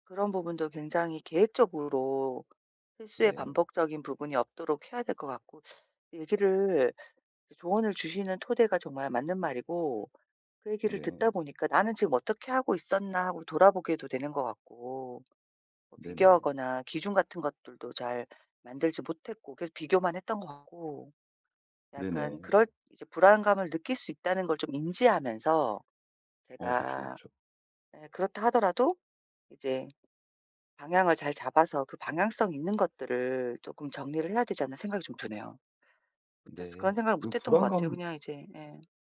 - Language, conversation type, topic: Korean, advice, 불안할 때 자신감을 천천히 키우려면 어떻게 해야 하나요?
- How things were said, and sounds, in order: other background noise; tapping